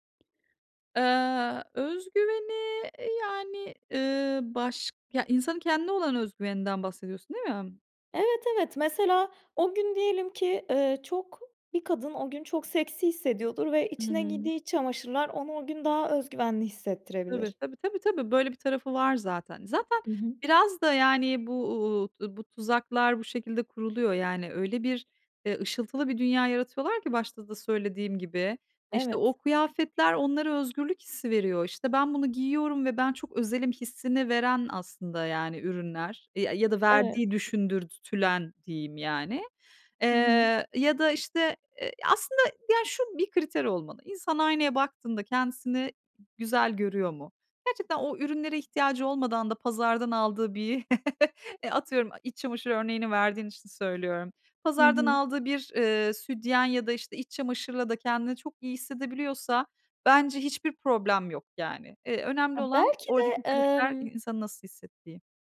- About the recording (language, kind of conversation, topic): Turkish, podcast, Kendi stilini geliştirmek isteyen birine vereceğin ilk ve en önemli tavsiye nedir?
- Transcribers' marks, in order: other background noise; other noise; chuckle; tapping